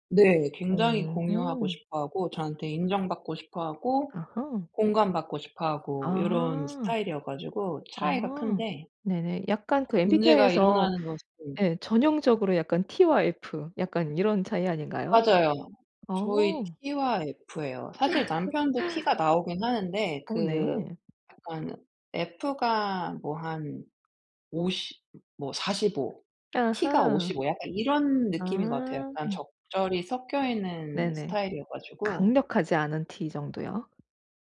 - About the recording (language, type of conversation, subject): Korean, advice, 파트너가 스트레스를 받거나 감정적으로 힘들어할 때 저는 어떻게 지지할 수 있을까요?
- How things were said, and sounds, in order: other background noise; laugh; tapping